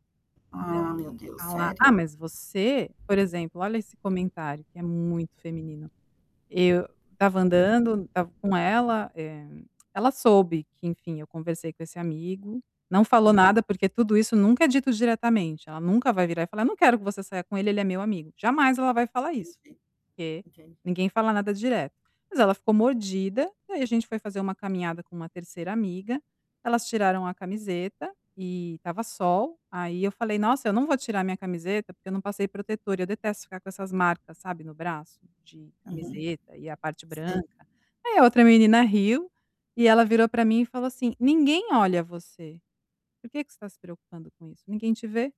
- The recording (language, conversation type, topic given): Portuguese, advice, Por que eu escolho repetidamente parceiros ou amigos tóxicos?
- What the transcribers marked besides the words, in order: static; distorted speech; tapping; tongue click; other background noise